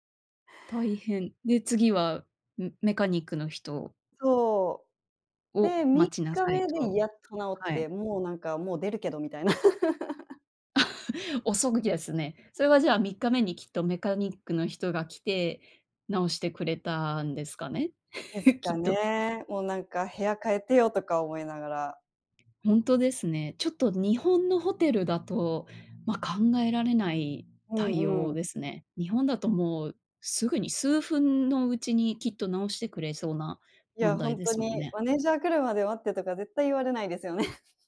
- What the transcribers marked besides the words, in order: laugh; scoff; "遅い" said as "遅ぐじゃ"; chuckle; chuckle
- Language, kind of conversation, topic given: Japanese, podcast, 一番忘れられない旅行の話を聞かせてもらえますか？